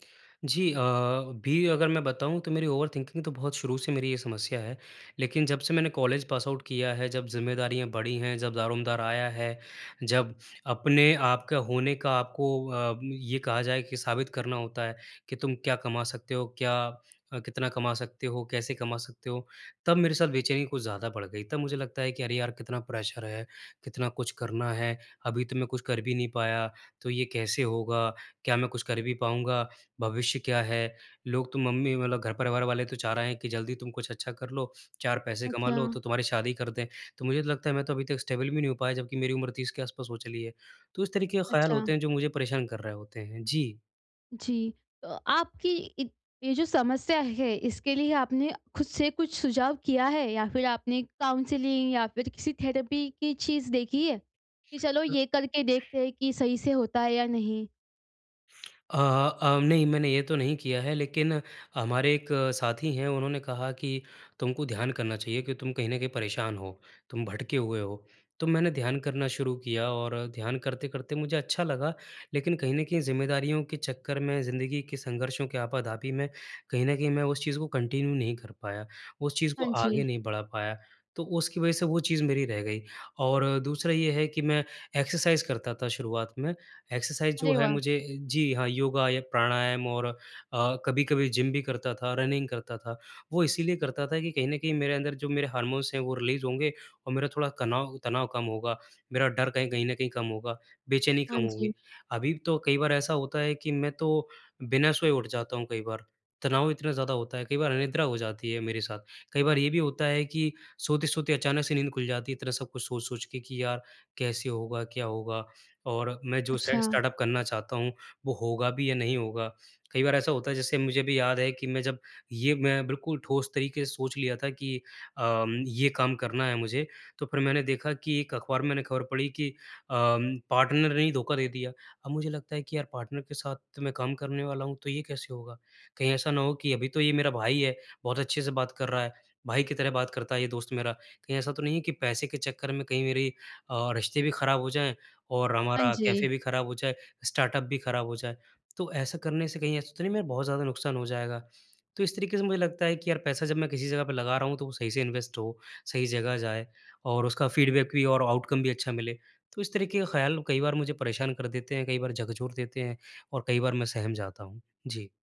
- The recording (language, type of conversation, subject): Hindi, advice, नए शौक या अनुभव शुरू करते समय मुझे डर और असुरक्षा क्यों महसूस होती है?
- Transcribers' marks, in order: in English: "ओवरथिंकिंग"; in English: "पासआउट"; in English: "प्रेशर"; in English: "स्टेबल"; in English: "काउंसलिंग"; in English: "थेरेपी"; tapping; in English: "कंटिन्यू"; in English: "एक्सरसाइज"; in English: "एक्सरसाइज"; in English: "रनिंग"; in English: "हार्मोन्स"; in English: "रिलीज"; in English: "सेट स्टार्टअप"; in English: "पार्टनर"; in English: "पार्टनर"; in English: "स्टार्टअप"; in English: "इन्वेस्ट"; in English: "फीडबैक"; in English: "आउटकम"